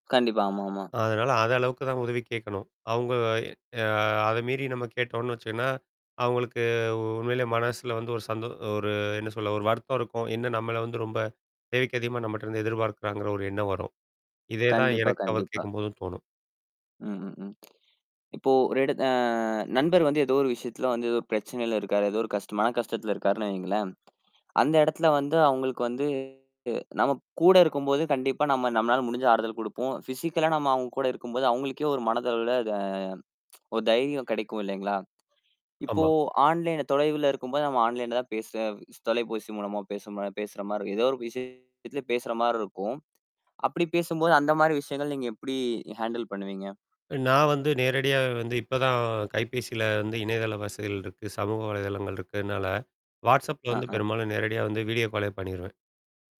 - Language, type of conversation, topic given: Tamil, podcast, தொலைவில் இருக்கும் நண்பருடன் நட்புறவை எப்படிப் பேணுவீர்கள்?
- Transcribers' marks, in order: drawn out: "அ"; tapping; drawn out: "அ"; distorted speech; in English: "பிசிக்களா"; tsk; other background noise; in English: "ஹேண்டில்"; in English: "வீடியோ காலே"